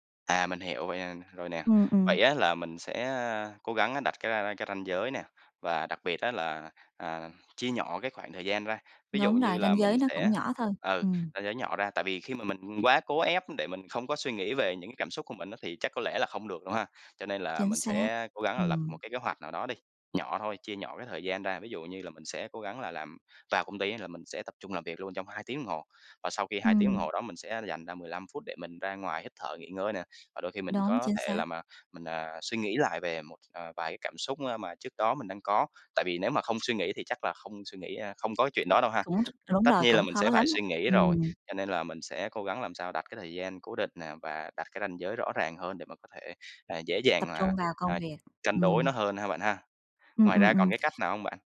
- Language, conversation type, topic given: Vietnamese, advice, Làm sao để tập trung khi bạn dễ bị cảm xúc mạnh làm xao lãng?
- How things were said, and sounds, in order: unintelligible speech; other background noise; tapping